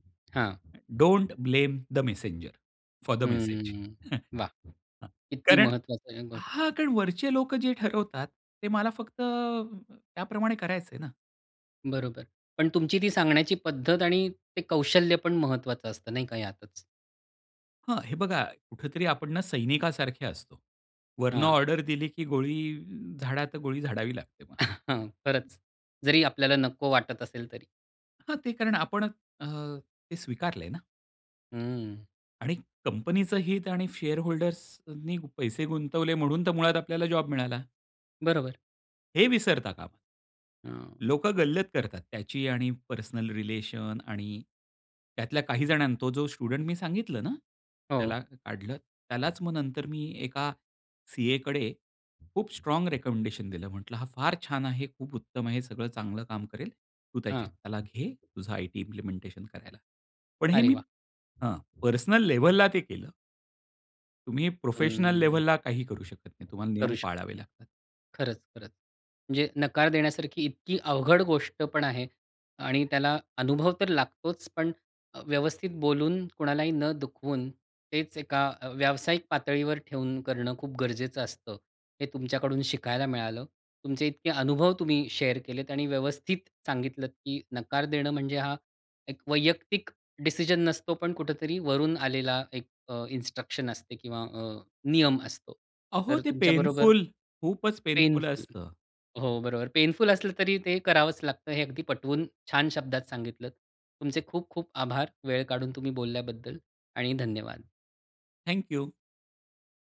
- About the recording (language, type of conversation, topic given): Marathi, podcast, नकार देताना तुम्ही कसे बोलता?
- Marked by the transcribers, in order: tapping; in English: "डोंट ब्लेम द मेसेंजर, फोर द मेसेज"; other noise; chuckle; other background noise; unintelligible speech; laughing while speaking: "हां"; in English: "शेअर होल्डर्सनी"; in English: "पर्सनल रिलेशन"; in English: "स्टुडंट"; in English: "स्ट्राँग रिकमेंडेशन"; in English: "इम्प्लिमेंटेशन"; in English: "पर्सनल लेव्हलला"; in English: "प्रोफेशनल लेव्हलला"; in English: "शेअर"; in English: "इन्स्ट्रक्शन"; in English: "पेनफुल"; in English: "पेनफुल"; in English: "पेनफुल"; in English: "पेनफुल"